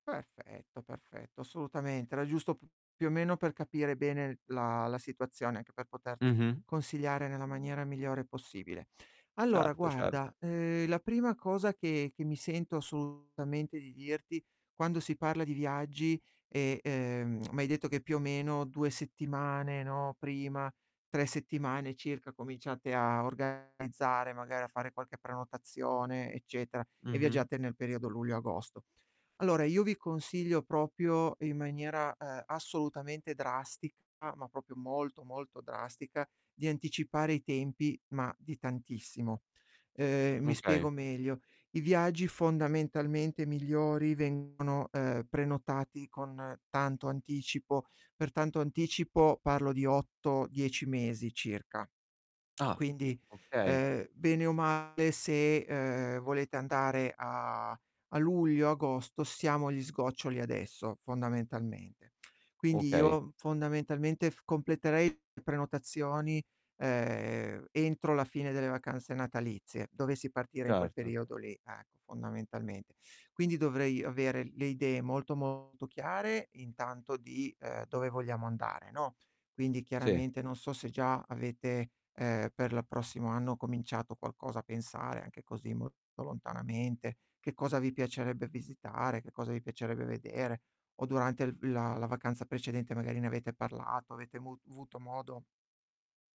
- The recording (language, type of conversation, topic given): Italian, advice, Come posso pianificare una vacanza senza stress e imprevisti?
- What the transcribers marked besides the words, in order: distorted speech; tapping; "proprio" said as "propio"; "proprio" said as "propio"; tongue click; "avuto" said as "vuto"